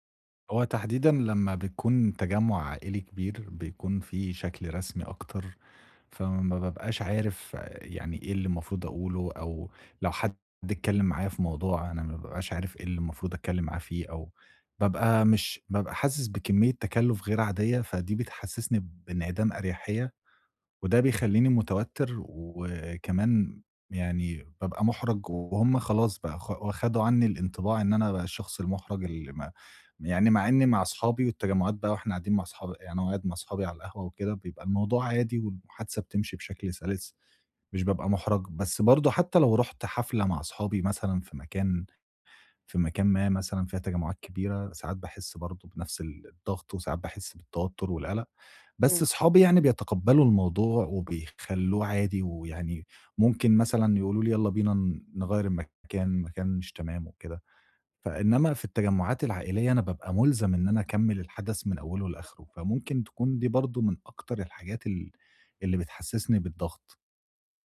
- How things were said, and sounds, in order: unintelligible speech
- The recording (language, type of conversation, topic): Arabic, advice, إزاي أتعامل مع الإحساس بالإرهاق من المناسبات الاجتماعية؟